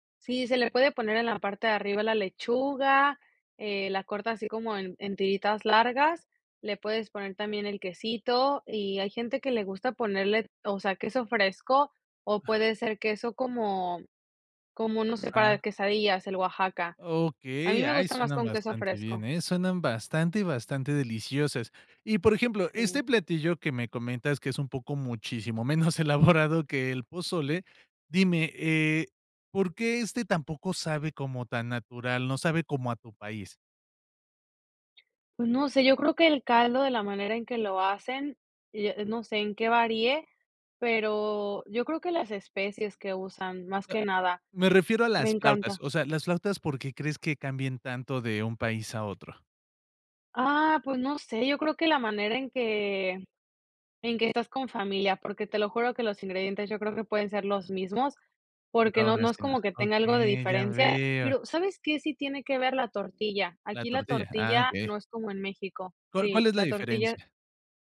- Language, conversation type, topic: Spanish, podcast, ¿Cómo intentas transmitir tus raíces a la próxima generación?
- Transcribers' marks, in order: laughing while speaking: "menos elaborado"; other background noise